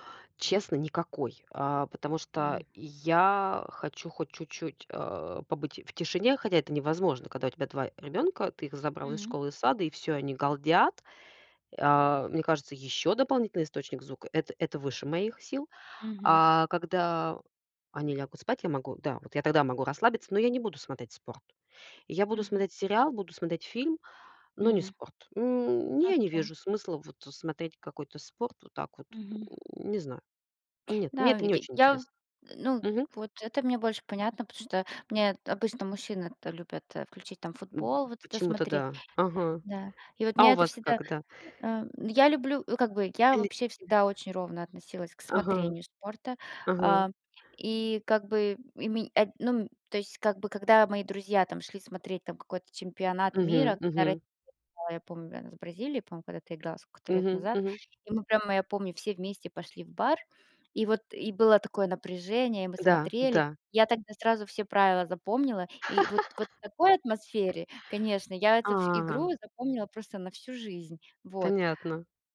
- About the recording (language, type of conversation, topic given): Russian, unstructured, Какой спорт тебе нравится и почему?
- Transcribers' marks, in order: grunt; tapping; laugh; drawn out: "А"